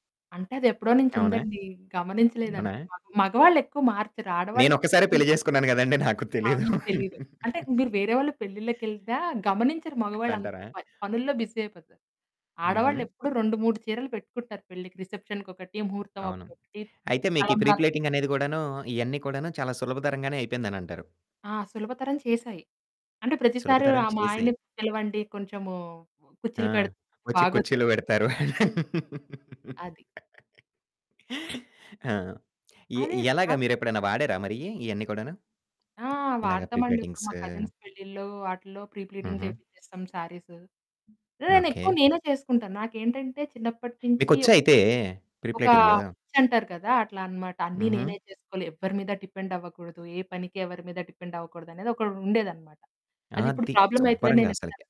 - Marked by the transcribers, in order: static; distorted speech; other background noise; laugh; in English: "బిజీ"; in English: "ప్రీ"; laugh; in English: "ప్రీపెటింగ్స్"; in English: "కజిన్స్"; in English: "ప్రీ ప్లీటింగ్"; in English: "శారీస్"; in English: "ప్రీ"; unintelligible speech
- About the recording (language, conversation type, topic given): Telugu, podcast, సాంప్రదాయాన్ని ఆధునికతతో కలిపి అనుసరించడం మీకు ఏ విధంగా ఇష్టం?